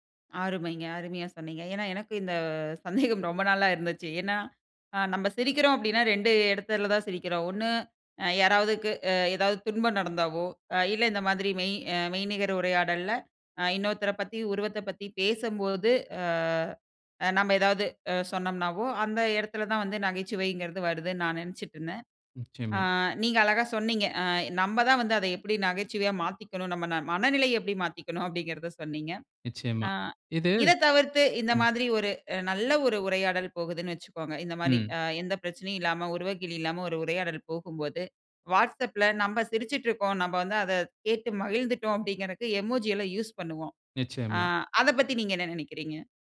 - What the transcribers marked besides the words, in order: laughing while speaking: "எனக்கு இந்த சந்தேகம் ரொம்ப நாளா இருந்துச்சு"; in English: "எமோஜி"; in English: "யூஸ்"
- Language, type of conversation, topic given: Tamil, podcast, மெய்நிகர் உரையாடலில் நகைச்சுவை எப்படி தவறாக எடுத்துக்கொள்ளப்படுகிறது?